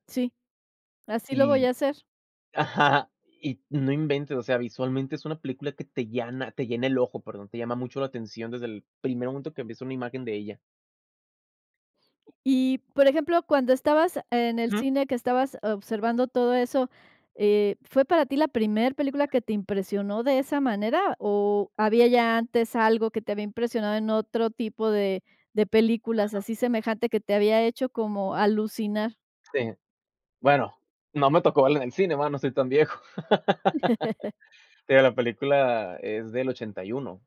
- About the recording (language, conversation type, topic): Spanish, podcast, ¿Cuál es una película que te marcó y qué la hace especial?
- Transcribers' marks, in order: other background noise; laugh